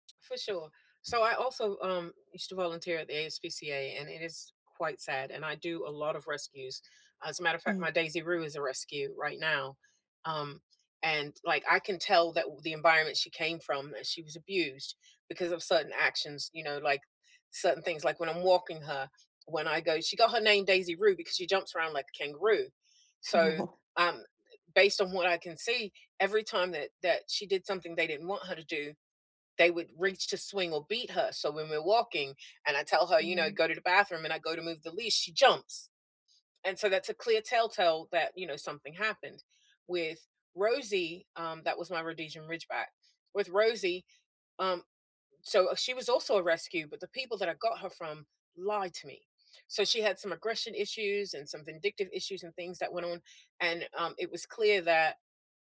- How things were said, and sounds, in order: none
- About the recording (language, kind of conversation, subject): English, unstructured, How do animals communicate without words?
- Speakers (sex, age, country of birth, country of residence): female, 30-34, United States, United States; female, 50-54, United States, United States